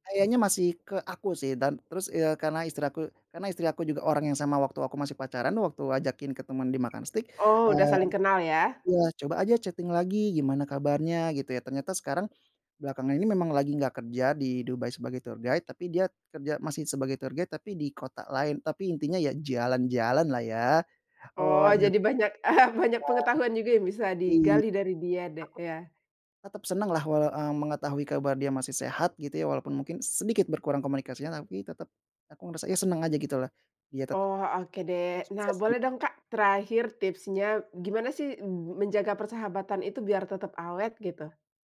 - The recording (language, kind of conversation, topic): Indonesian, podcast, Bisakah kamu menceritakan pertemuan tak terduga yang berujung pada persahabatan yang erat?
- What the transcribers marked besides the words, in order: in English: "tour guide"; in English: "tour guide"; chuckle; unintelligible speech; other background noise